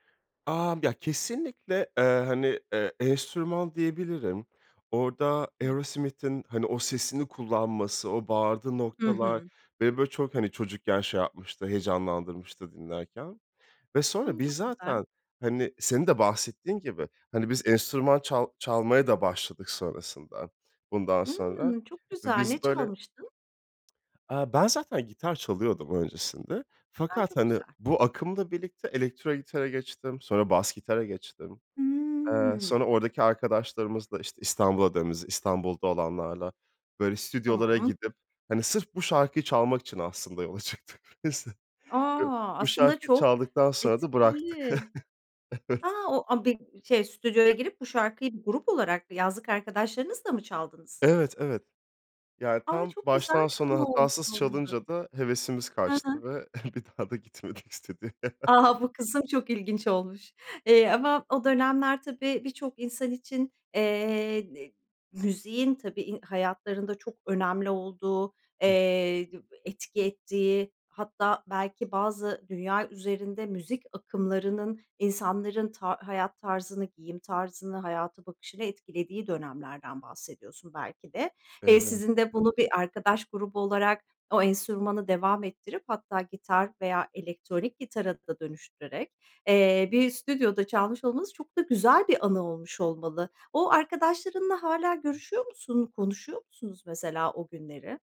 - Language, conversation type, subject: Turkish, podcast, Hangi şarkı seni bir yaz akşamına bağlar?
- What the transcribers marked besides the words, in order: tapping; drawn out: "Iıı"; unintelligible speech; laughing while speaking: "çıktık biz"; other background noise; unintelligible speech; chuckle; laughing while speaking: "Evet"; chuckle; laughing while speaking: "bir daha da gitmedik stüdyoya"; chuckle